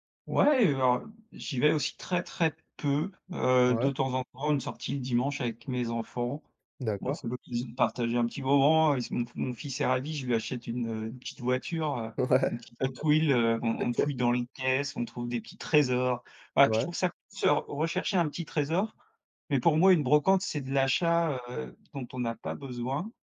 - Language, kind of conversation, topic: French, podcast, Préfères-tu acheter neuf ou d’occasion, et pourquoi ?
- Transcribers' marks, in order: laughing while speaking: "Ouais"; chuckle; tapping